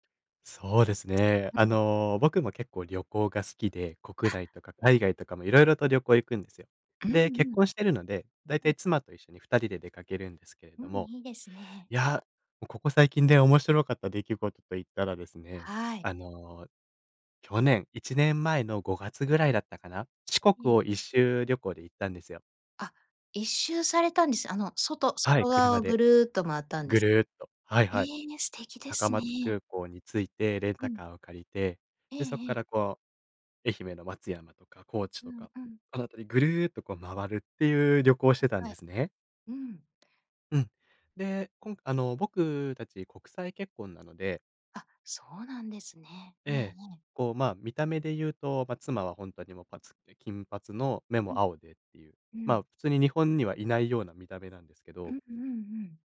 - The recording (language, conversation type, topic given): Japanese, podcast, 旅先で出会った面白い人について、どんなエピソードがありますか？
- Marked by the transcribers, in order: other noise